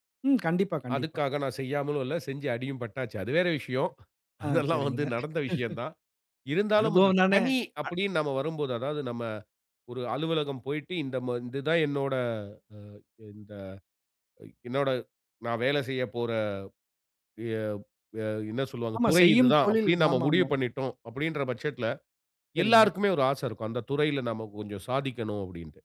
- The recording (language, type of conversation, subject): Tamil, podcast, நீண்டகால தொழில் இலக்கு என்ன?
- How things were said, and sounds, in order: other background noise; chuckle; laughing while speaking: "அதெல்லாம் வந்து நடந்த விஷயந்தான்"; laughing while speaking: "அனுபவம் தானே!"